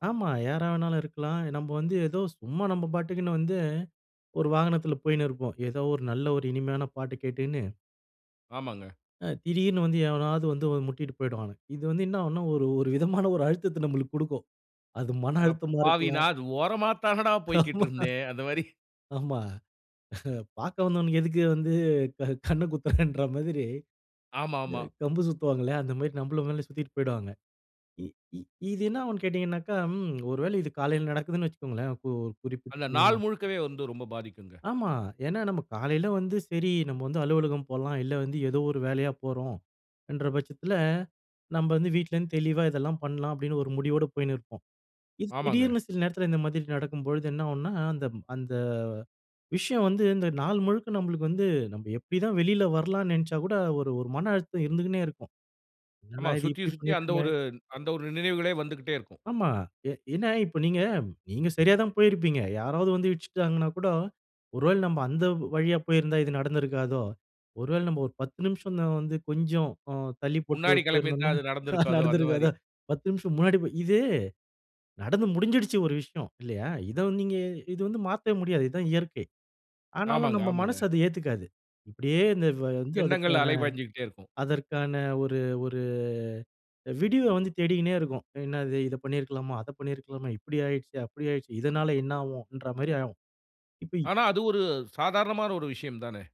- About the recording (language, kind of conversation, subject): Tamil, podcast, அழுத்தம் அதிகமான நாளை நீங்கள் எப்படிச் சமாளிக்கிறீர்கள்?
- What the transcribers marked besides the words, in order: "அழுத்தத்தை" said as "அழுத்தத்த"; laughing while speaking: "அடப்பாவி நான் அது ஓரமா தானடா போய்க்கிட்டு இருந்தேன். அந்த மாரி"; laughing while speaking: "ஆமா. ஆமா. பார்க்க வந்தவனுக்கு எதுக்கு வந்து கண்ணை குத்துறன்ற மாதிரி"; lip smack; other background noise; "வேளை" said as "வேள"; "வேளை" said as "வேள"; laughing while speaking: "போட்டு போயிருந்தோம்னா நடந்திருக்காதோ?"; "இதை வந்து" said as "இத வந்"; drawn out: "ஒரு"; "விடிவை" said as "விடிவ"; "இதை" said as "இத"; "அதை" said as "அத"; "ஆகும்" said as "ஆவும்"